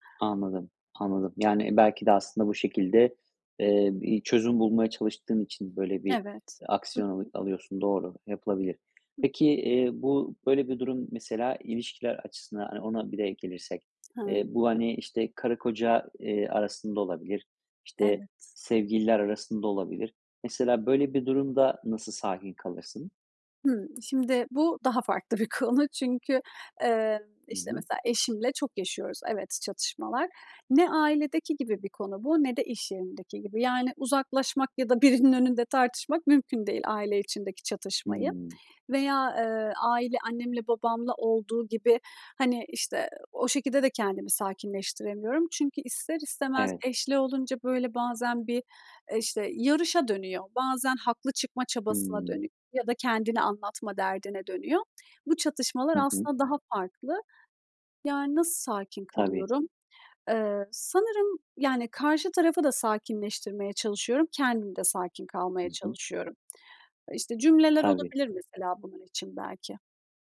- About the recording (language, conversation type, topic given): Turkish, podcast, Çatışma çıktığında nasıl sakin kalırsın?
- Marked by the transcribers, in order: other background noise; tapping; laughing while speaking: "konu"